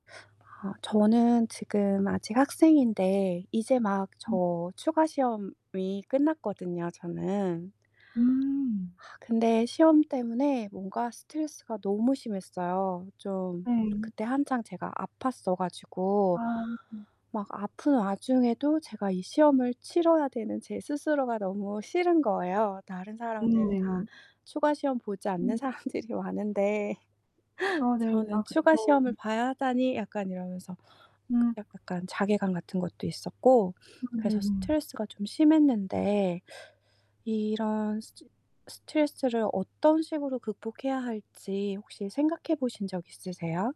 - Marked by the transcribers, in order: other background noise; distorted speech; laughing while speaking: "사람들이"; sniff
- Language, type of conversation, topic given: Korean, unstructured, 시험 스트레스는 어떻게 극복하고 있나요?